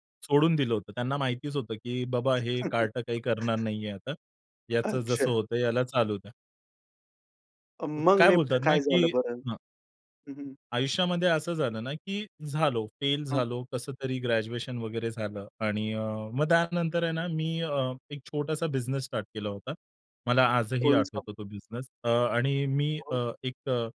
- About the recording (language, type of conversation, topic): Marathi, podcast, एखादे अपयश नंतर तुमच्यासाठी संधी कशी बनली?
- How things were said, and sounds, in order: tapping; chuckle; other noise